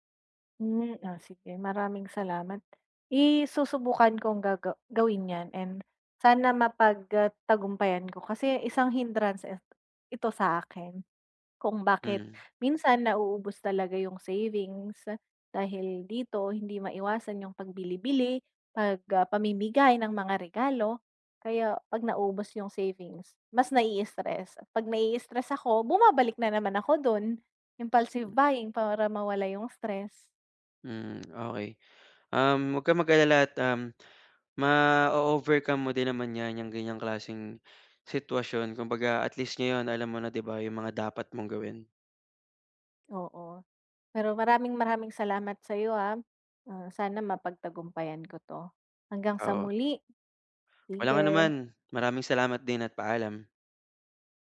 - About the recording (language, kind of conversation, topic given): Filipino, advice, Paano ko mapipigilan ang impulsibong pamimili sa araw-araw?
- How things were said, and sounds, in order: tapping; other noise